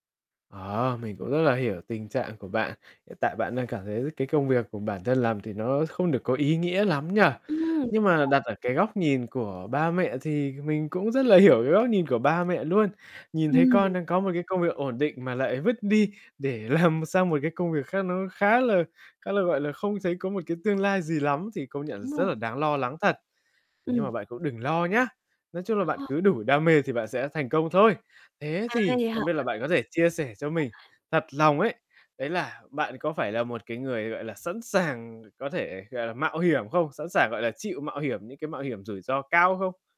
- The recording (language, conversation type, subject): Vietnamese, advice, Bạn đang gặp khó khăn như thế nào trong việc cân bằng giữa kiếm tiền và theo đuổi đam mê của mình?
- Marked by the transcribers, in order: static; distorted speech; other background noise; tapping; laughing while speaking: "làm"; unintelligible speech